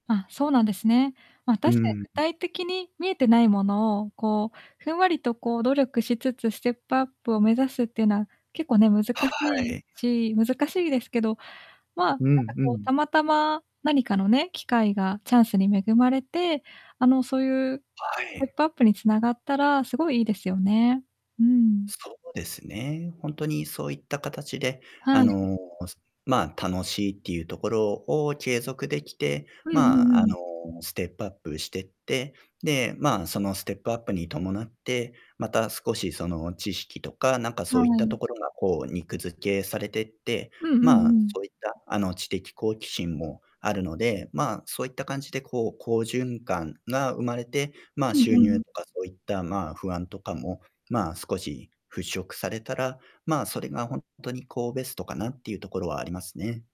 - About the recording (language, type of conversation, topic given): Japanese, advice, 今の職場に残るべきか転職すべきか決められないので相談できますか？
- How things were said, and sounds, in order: distorted speech; in English: "ステップアップ"; tapping; in English: "ステ ップアップ"; in English: "ステップアップ"; in English: "ステップアップ"